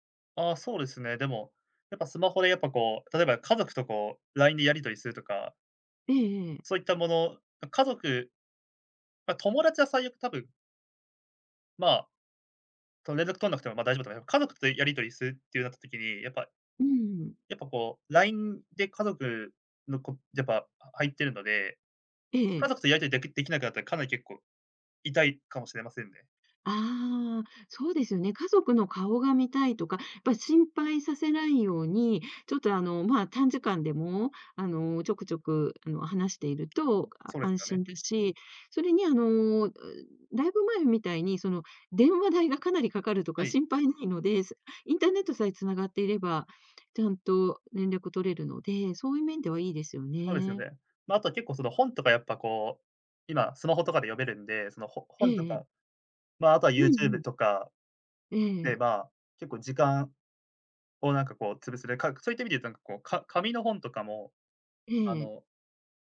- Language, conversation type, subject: Japanese, podcast, スマホと上手に付き合うために、普段どんな工夫をしていますか？
- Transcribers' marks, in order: tapping